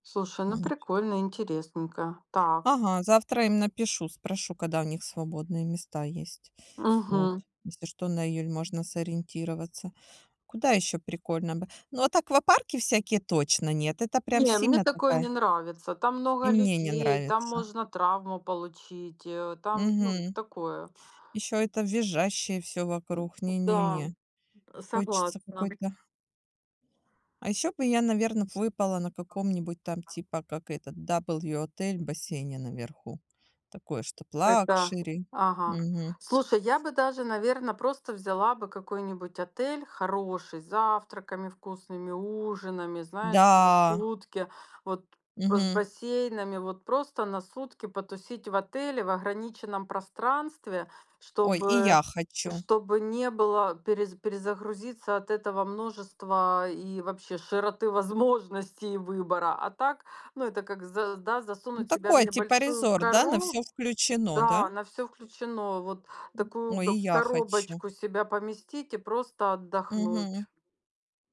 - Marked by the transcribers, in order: other noise; other background noise; background speech; tapping
- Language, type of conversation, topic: Russian, unstructured, Что для тебя идеальный выходной?
- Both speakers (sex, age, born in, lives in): female, 45-49, Ukraine, Spain; female, 45-49, Ukraine, Spain